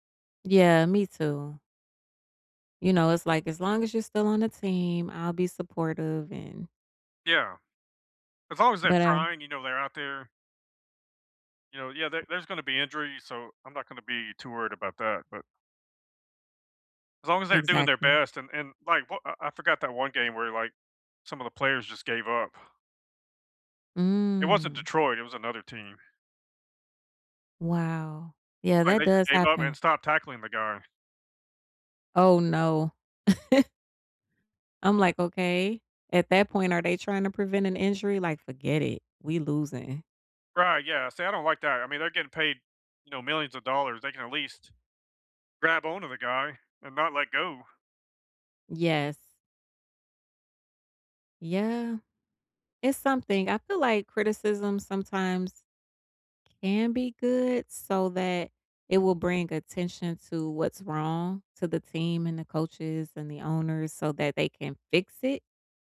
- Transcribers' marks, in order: tapping; chuckle
- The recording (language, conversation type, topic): English, unstructured, How do you balance being a supportive fan and a critical observer when your team is struggling?